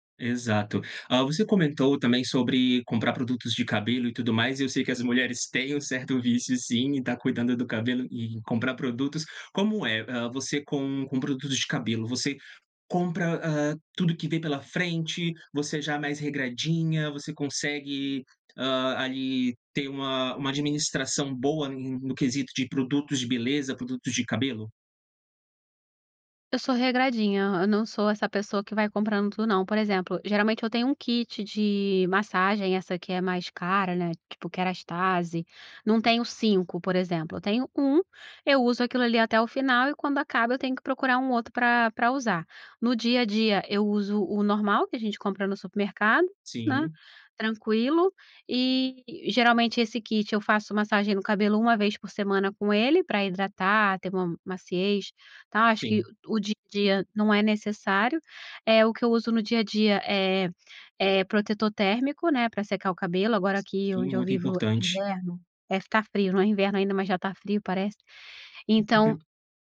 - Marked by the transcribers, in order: none
- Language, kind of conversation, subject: Portuguese, podcast, Como você evita acumular coisas desnecessárias em casa?